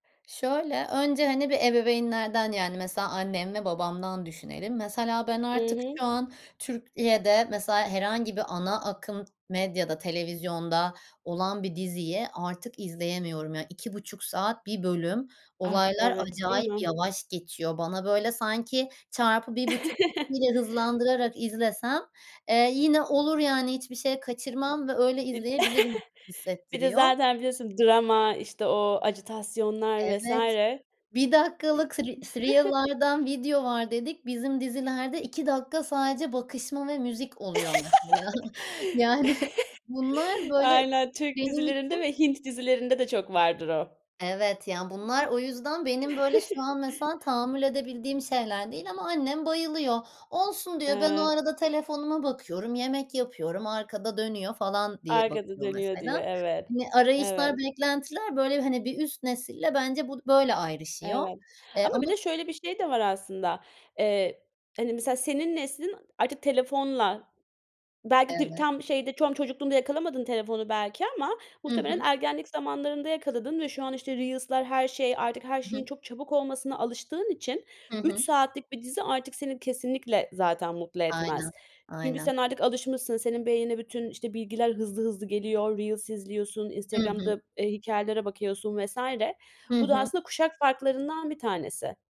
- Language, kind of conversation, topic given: Turkish, podcast, Dijital yayın platformları izleme alışkanlıklarımızı nasıl değiştirdi?
- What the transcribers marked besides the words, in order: other background noise; chuckle; tapping; other noise; unintelligible speech; chuckle; chuckle; laugh; laughing while speaking: "mesela"; giggle